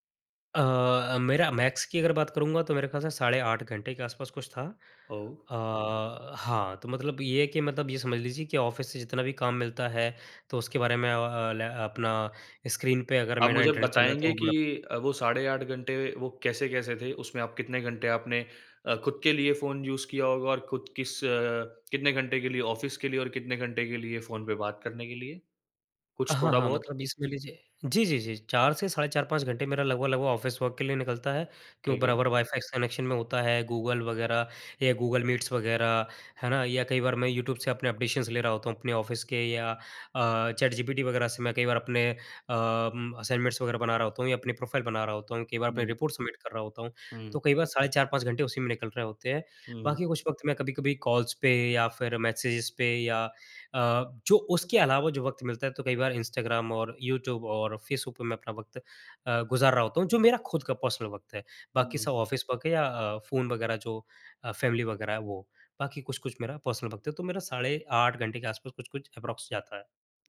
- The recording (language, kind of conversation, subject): Hindi, advice, नोटिफिकेशन और फोन की वजह से आपका ध्यान बार-बार कैसे भटकता है?
- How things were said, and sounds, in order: in English: "मैक्स"; in English: "ऑफिस"; in English: "यूज़"; tapping; in English: "ऑफ़िस"; in English: "ऑफिस वर्क"; in English: "कनेक्शन"; in English: "मीट्स"; in English: "एप्रिशिएशन्स"; in English: "ऑफिस"; in English: "असाइनमेंट्स"; in English: "रिपोर्ट्स सबमिट"; in English: "कॉल्स"; in English: "मैसेजेस"; in English: "पर्सनल"; in English: "ऑफिस वर्क"; in English: "फ़ैमिली"; in English: "पर्सनल"; in English: "अप्रॉक्स"